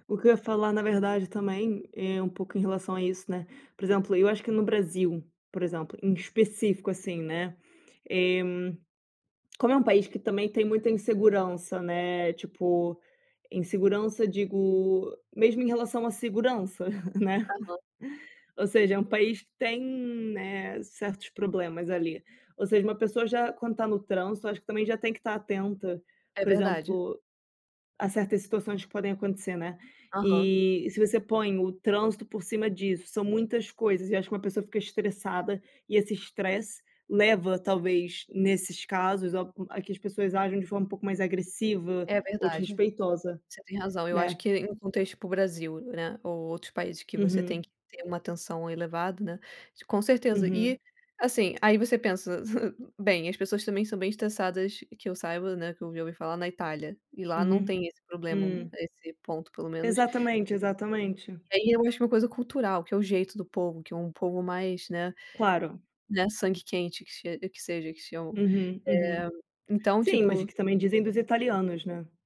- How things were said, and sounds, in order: chuckle; chuckle
- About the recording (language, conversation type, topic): Portuguese, unstructured, O que mais te irrita no comportamento das pessoas no trânsito?